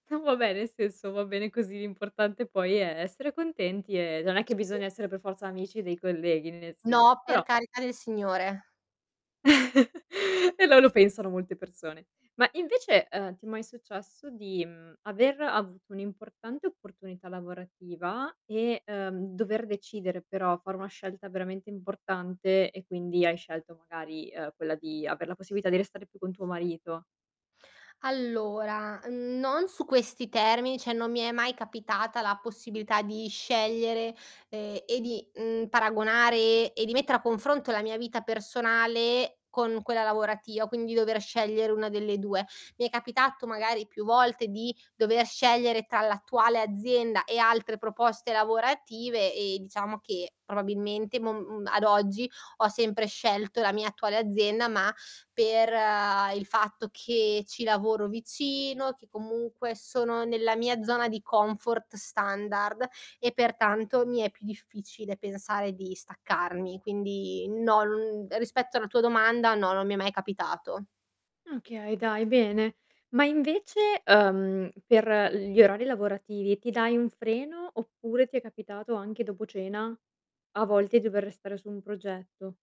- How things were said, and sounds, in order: distorted speech; other background noise; chuckle; tapping; static
- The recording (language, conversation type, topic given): Italian, podcast, Come bilanci la vita privata e le ambizioni professionali?